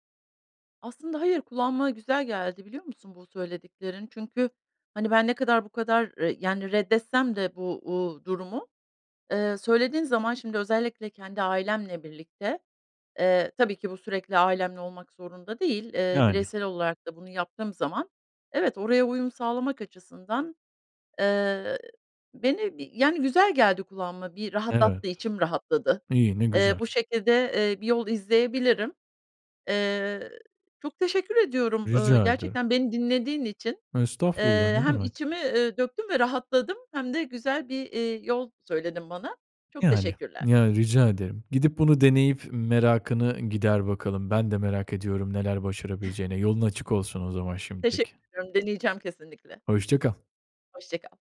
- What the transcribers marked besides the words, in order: tapping; chuckle
- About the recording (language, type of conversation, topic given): Turkish, advice, Yeni bir şehre taşınmaya karar verirken nelere dikkat etmeliyim?